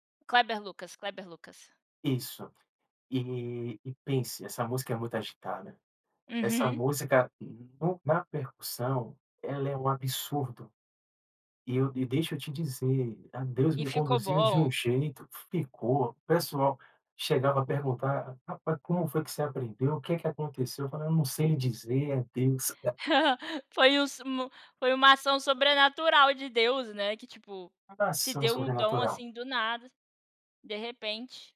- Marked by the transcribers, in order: chuckle
- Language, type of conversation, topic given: Portuguese, podcast, Como você começou a aprender um instrumento musical novo?